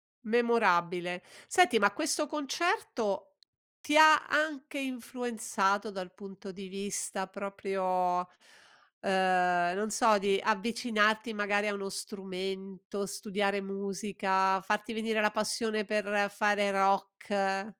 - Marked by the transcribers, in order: tapping
- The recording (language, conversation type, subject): Italian, podcast, Qual è il concerto che ti ha cambiato la vita?